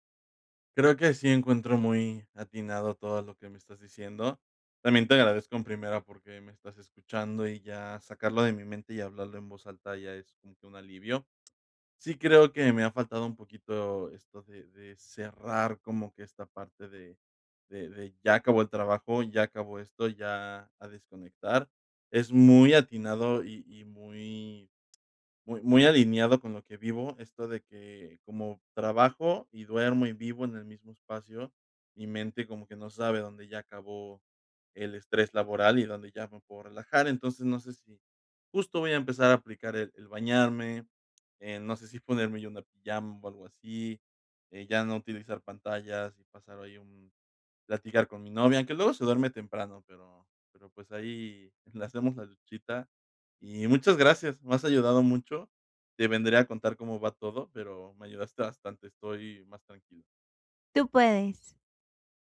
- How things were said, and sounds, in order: none
- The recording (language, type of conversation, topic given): Spanish, advice, ¿Cómo puedo reducir la ansiedad antes de dormir?